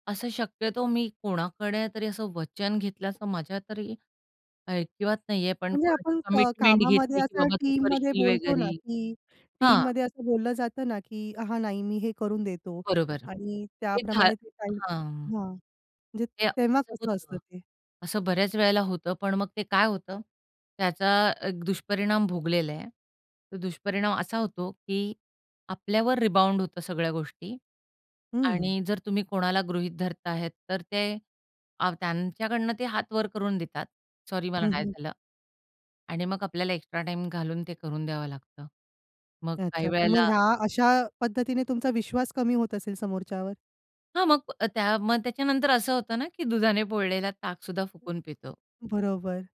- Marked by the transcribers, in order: tapping; in English: "कमिटमेंट"; in English: "टीममध्ये"; in English: "टीममध्ये"; in English: "रिबाउंड"; other background noise; unintelligible speech
- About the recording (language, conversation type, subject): Marathi, podcast, वचन दिल्यावर ते पाळण्याबाबत तुमचा दृष्टिकोन काय आहे?